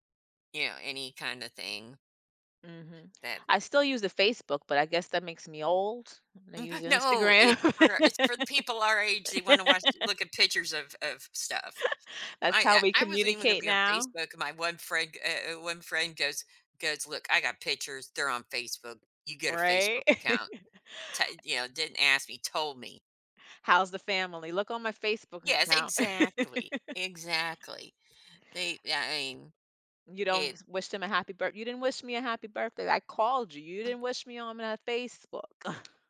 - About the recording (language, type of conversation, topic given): English, unstructured, How do celebrity endorsements impact the way we value work and influence in society?
- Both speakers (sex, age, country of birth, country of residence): female, 40-44, United States, United States; female, 55-59, United States, United States
- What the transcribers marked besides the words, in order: gasp; laughing while speaking: "Instagram"; laugh; other background noise; chuckle; chuckle; laugh; other noise; tapping; chuckle